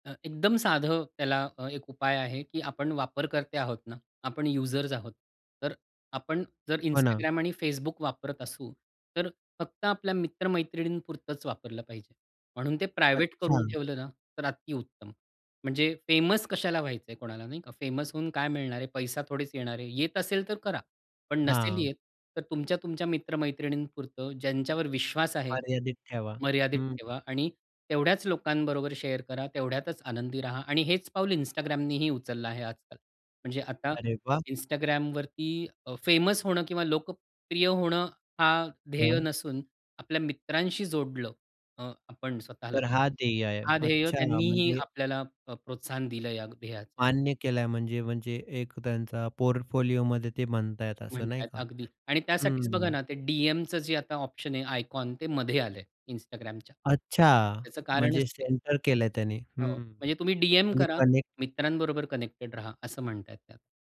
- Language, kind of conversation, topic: Marathi, podcast, कोणती गोष्ट ऑनलाइन शेअर करणे टाळले पाहिजे?
- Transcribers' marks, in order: in English: "युजर्स"; in English: "प्रायव्हेट"; other background noise; in English: "फेमस"; in English: "फेमस"; in English: "पोर्टफोलिओमध्ये"; in English: "आयकॉन"; in English: "सेंटर"; in English: "कनेक्ट"; in English: "कनेक्टेड"